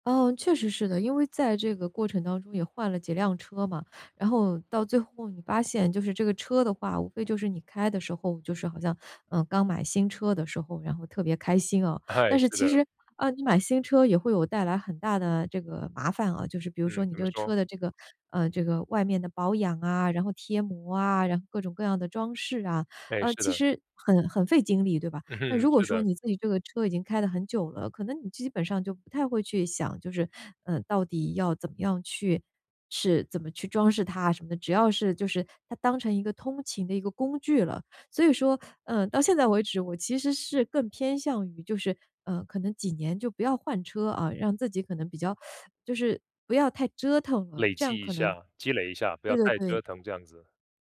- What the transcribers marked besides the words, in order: teeth sucking; teeth sucking; laughing while speaking: "嗯"; teeth sucking
- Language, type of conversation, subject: Chinese, podcast, 买房买车这种大事，你更看重当下还是未来？